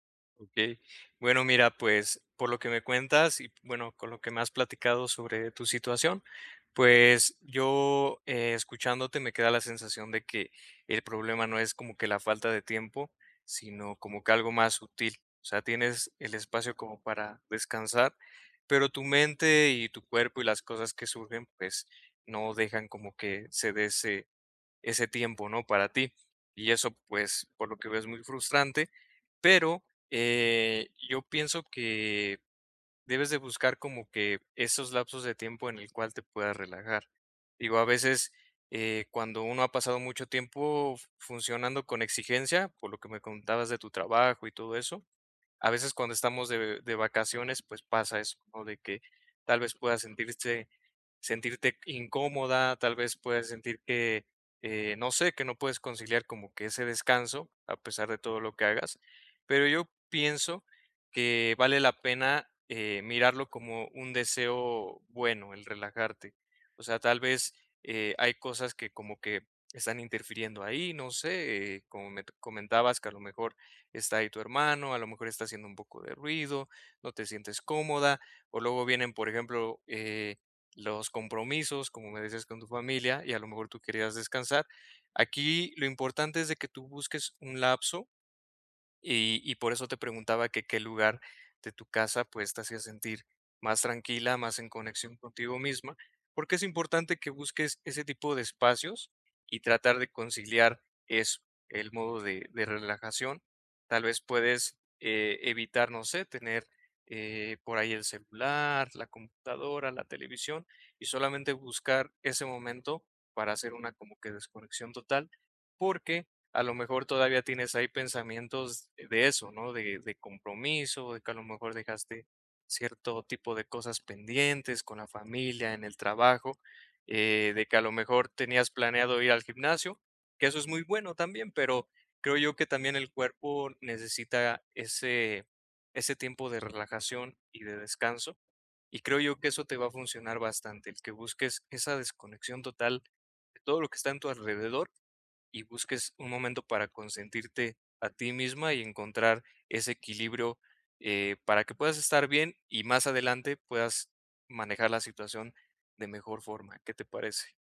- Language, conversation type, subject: Spanish, advice, ¿Cómo puedo evitar que me interrumpan cuando me relajo en casa?
- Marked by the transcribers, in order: other background noise